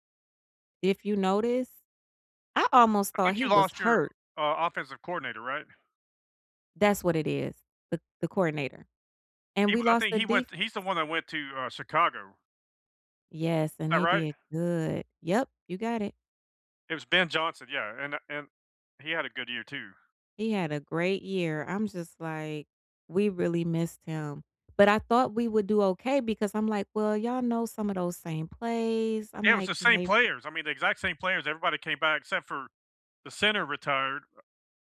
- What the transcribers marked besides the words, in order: none
- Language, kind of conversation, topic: English, unstructured, How do you balance being a supportive fan and a critical observer when your team is struggling?